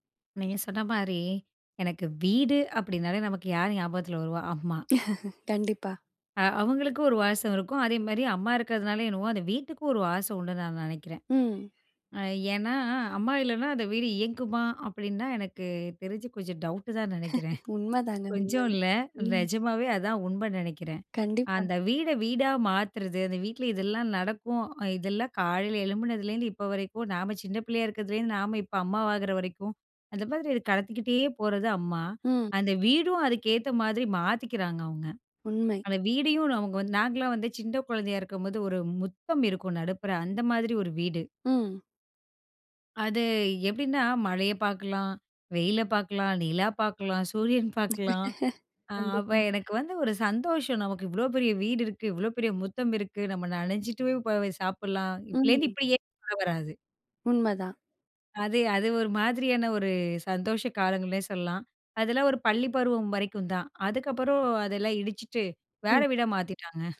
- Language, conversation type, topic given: Tamil, podcast, வீட்டின் வாசனை உங்களுக்கு என்ன நினைவுகளைத் தருகிறது?
- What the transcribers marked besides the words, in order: laugh; background speech; other background noise; laugh; tapping; chuckle; "முற்றம்" said as "முத்தம்"; chuckle; laugh